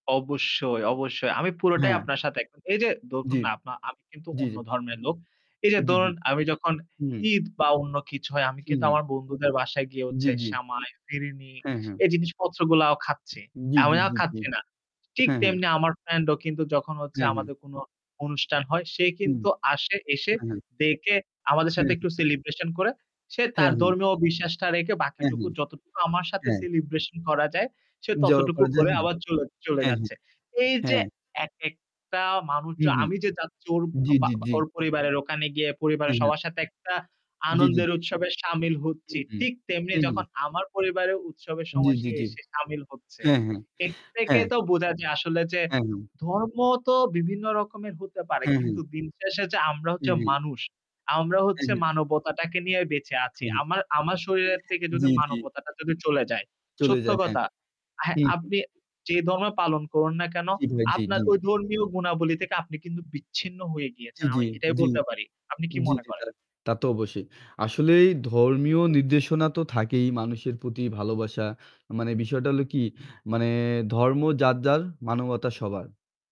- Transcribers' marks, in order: static; other background noise; "ধরুন" said as "দখুন"; "ধরুন" said as "দরুন"; "সেমাই" said as "সামাই"; unintelligible speech; "অনুষ্ঠান" said as "অনুস্টান"; "দেখে" said as "দেকে"; in English: "celebration"; "রেখে" said as "রেকে"; in English: "celebration"; "যাচ্ছি" said as "যাচ্চি"; "থেকে" said as "তেকে"; "বোঝা" said as "বুজা"; "আছি" said as "আচি"; "থেকে" said as "তেকে"; "কথা" said as "কতা"; "গিয়েছেন" said as "গিয়েচেন"; tapping
- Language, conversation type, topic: Bengali, unstructured, ধর্মীয় পার্থক্য কি সত্যিই মানুষের মধ্যে সৌহার্দ্য কমিয়ে দেয়?